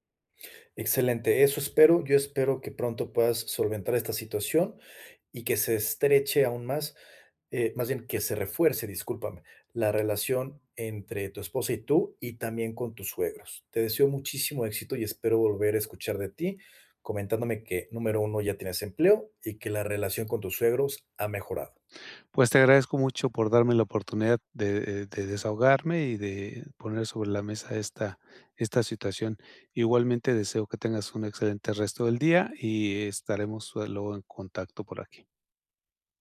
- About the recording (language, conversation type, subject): Spanish, advice, ¿Cómo puedo mantener la calma cuando alguien me critica?
- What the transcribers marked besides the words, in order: none